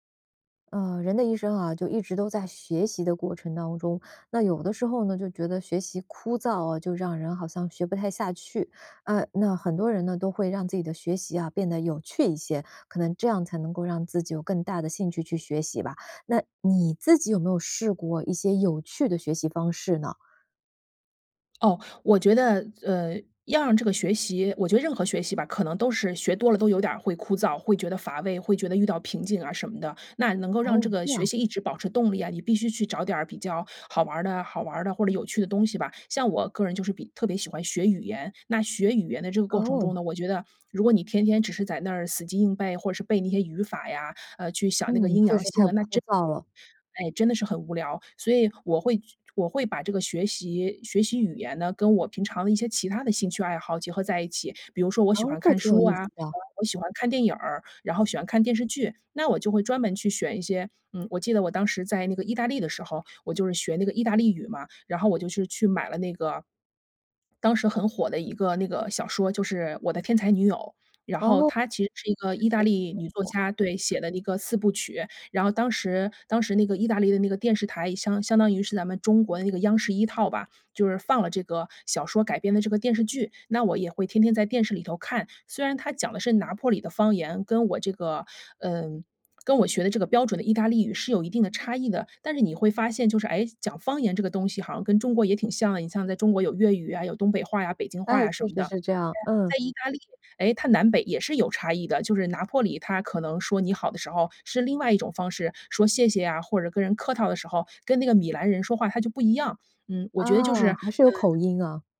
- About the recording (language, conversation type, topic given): Chinese, podcast, 有哪些方式能让学习变得有趣？
- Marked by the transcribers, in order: tapping; other background noise